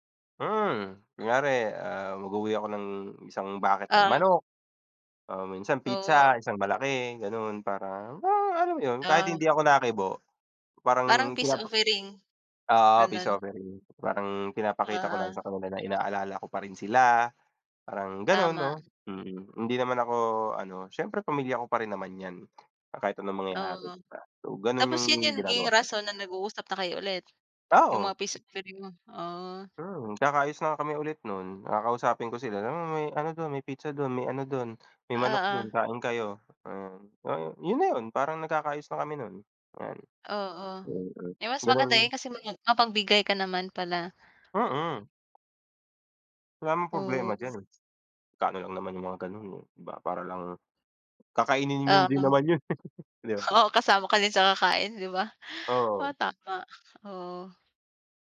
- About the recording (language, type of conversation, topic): Filipino, unstructured, Paano ninyo nilulutas ang mga hidwaan sa loob ng pamilya?
- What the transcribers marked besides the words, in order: other background noise; tapping; background speech; chuckle